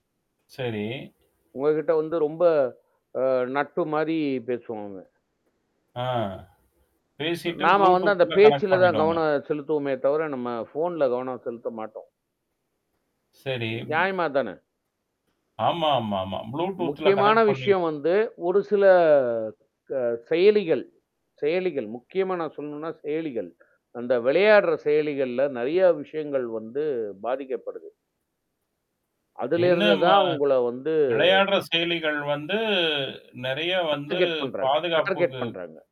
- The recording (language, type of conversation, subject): Tamil, podcast, ஆன்லைன் மூலங்களின் நம்பகத்தன்மையை நீங்கள் எப்படி மதிப்பீடு செய்கிறீர்கள்?
- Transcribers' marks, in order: static; other noise; mechanical hum; in English: "ப்ளூடூத்ல கனெக்ட்"; in English: "ப்ளூடூத்ல கனெக்ட்"; drawn out: "சில"; drawn out: "வந்து"; drawn out: "வந்து"; in English: "டார்கெட்"; distorted speech; in English: "டார்கெட்"